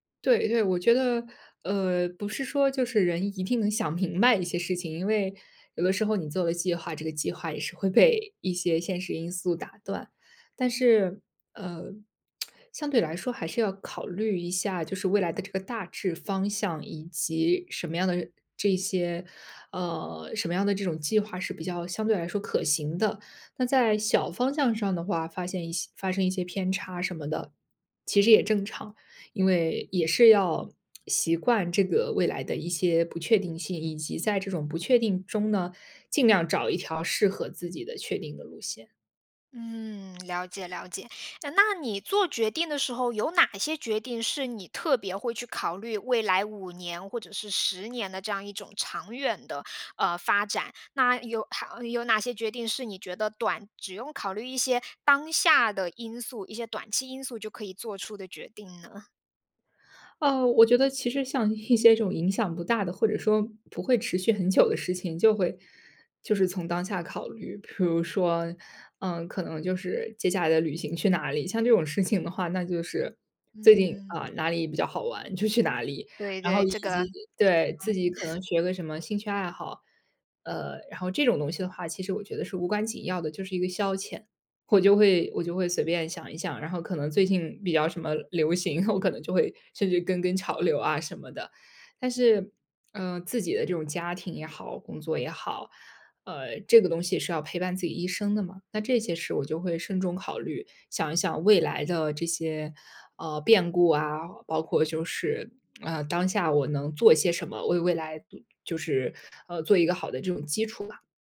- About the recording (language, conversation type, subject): Chinese, podcast, 做决定前你会想五年后的自己吗？
- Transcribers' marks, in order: other background noise; laughing while speaking: "明白"; laughing while speaking: "会被"; tsk; lip smack; lip smack; laughing while speaking: "一些"; laughing while speaking: "很久"; laughing while speaking: "就去哪里"; unintelligible speech; chuckle; chuckle; lip smack